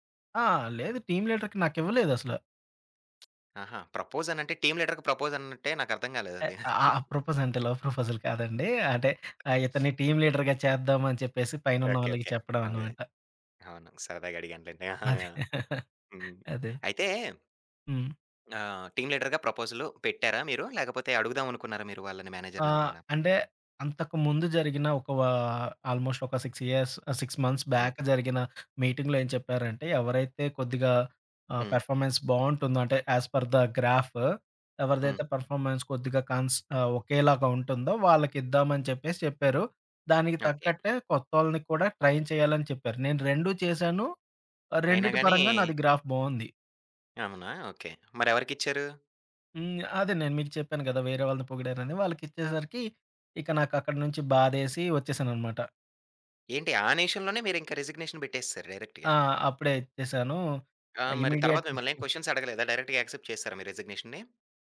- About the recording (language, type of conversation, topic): Telugu, podcast, ఒక ఉద్యోగం నుంచి తప్పుకోవడం నీకు విజయానికి తొలి అడుగేనని అనిపిస్తుందా?
- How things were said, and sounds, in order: in English: "టీమ్ లీడర్‌కి"; other background noise; in English: "ప్రపోజ్"; in English: "టీమ్ లీడర్‌గా ప్రపోజ్"; in English: "ప్రపోజ్"; chuckle; in English: "లవ్ ప్రపోజల్"; in English: "టీమ్ లీడర్‌గా"; laugh; in English: "టీమ్ లీడర్‌గా"; in English: "మేనేజర్‌ని"; in English: "ఆల్మోస్ట్"; in English: "సిక్స్ ఇయర్స్"; in English: "సిక్స్ మంత్స్ బ్యాక్"; in English: "మీటింగ్‌లో"; in English: "పర్‌ఫోర్మెన్స్"; in English: "ఏస్ పర్ ద గ్రాఫ్"; in English: "పర్‌ఫోర్మెన్స్"; in English: "ట్రైన్"; in English: "గ్రాఫ్"; in English: "రిసిగ్నేషన్"; in English: "డైరెక్ట్‌గా"; in English: "ఇమ్మీడియేట్"; in English: "కొషన్స్"; chuckle; in English: "డైరెక్ట్‌గా యాక్సెప్ట్"; in English: "రిసిగ్నేషన్‌ని?"